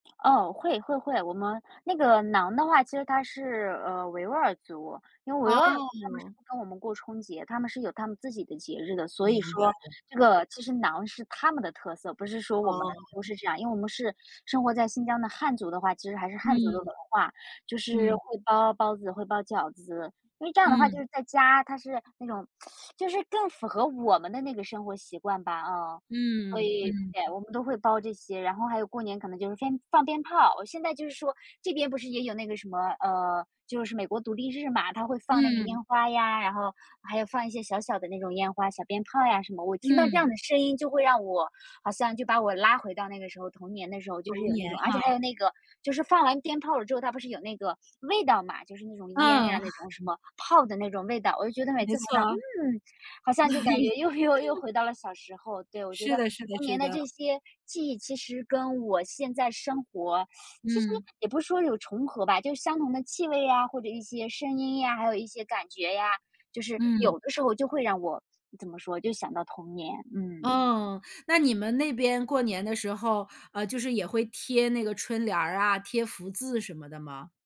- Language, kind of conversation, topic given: Chinese, podcast, 童年有哪些文化记忆让你至今难忘？
- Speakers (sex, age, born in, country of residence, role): female, 30-34, China, United States, guest; female, 45-49, China, United States, host
- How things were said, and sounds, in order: chuckle; teeth sucking